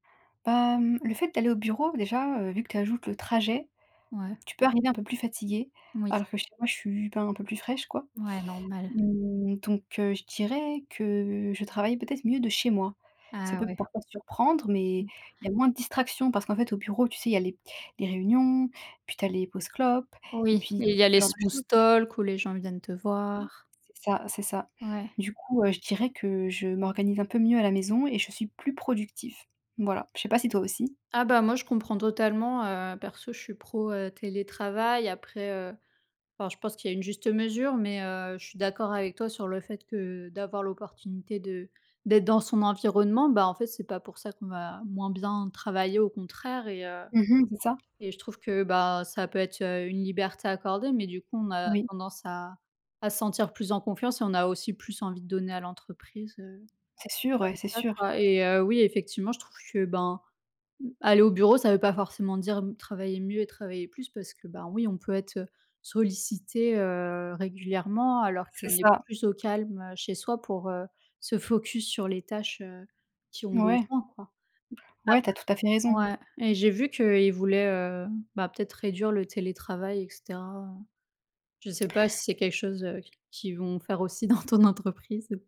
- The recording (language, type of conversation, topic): French, unstructured, Comment organiser son temps pour mieux étudier ?
- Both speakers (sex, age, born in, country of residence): female, 25-29, France, France; female, 30-34, France, France
- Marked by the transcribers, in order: other background noise; in English: "smooth talk"; laughing while speaking: "dans ton entreprise"